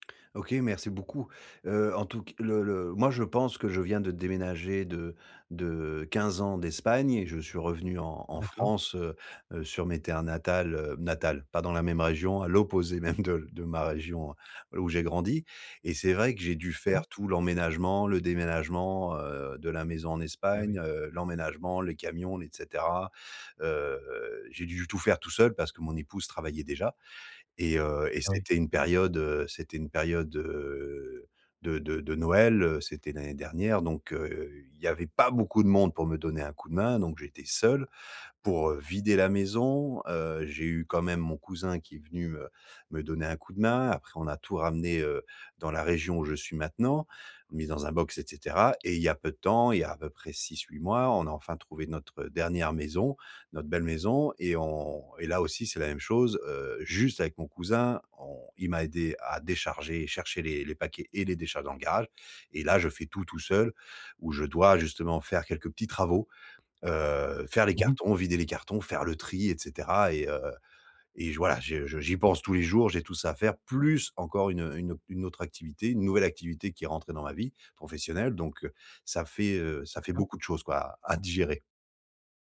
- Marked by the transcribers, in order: laughing while speaking: "même"; drawn out: "heu"
- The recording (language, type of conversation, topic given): French, advice, Comment la respiration peut-elle m’aider à relâcher la tension corporelle ?